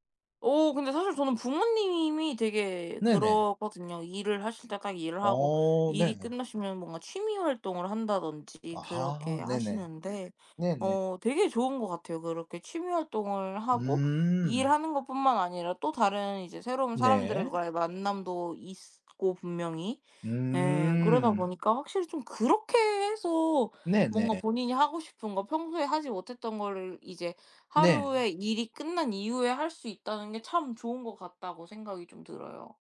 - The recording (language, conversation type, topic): Korean, unstructured, 일과 삶의 균형을 어떻게 유지하시나요?
- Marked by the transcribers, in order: none